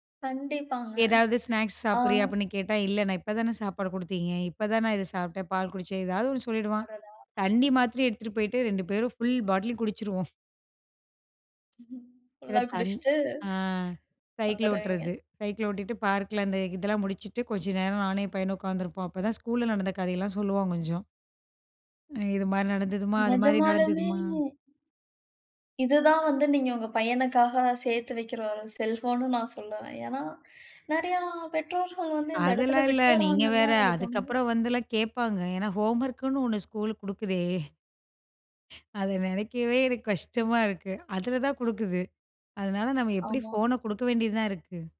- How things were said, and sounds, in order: in English: "ஸ்நாக்ஸ்"; other noise; drawn out: "அ"; "செல்வம்னு" said as "செல்ஃபோனுன்னு"; in English: "ஹோம்வொர்க்குன்னு"; in English: "ஸ்கூல்"; breath; other background noise
- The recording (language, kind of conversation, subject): Tamil, podcast, மாலை நேரத்தில் குடும்பத்துடன் நேரம் கழிப்பது பற்றி உங்கள் எண்ணம் என்ன?